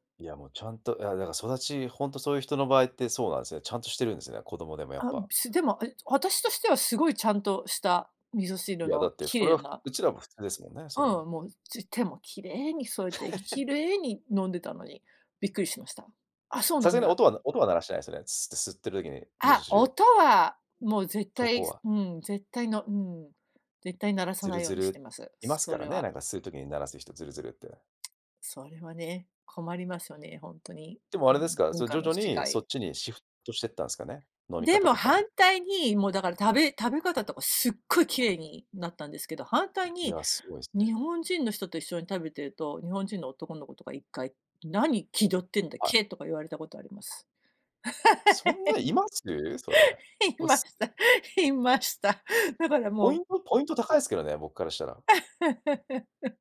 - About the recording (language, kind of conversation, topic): Japanese, podcast, 言葉が通じない場所で、どのようにして現地の生活に馴染みましたか？
- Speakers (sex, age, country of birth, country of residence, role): female, 40-44, United States, United States, guest; male, 35-39, Japan, Japan, host
- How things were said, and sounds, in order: laugh; tapping; laugh; laughing while speaking: "言いました、言いました"; unintelligible speech; laugh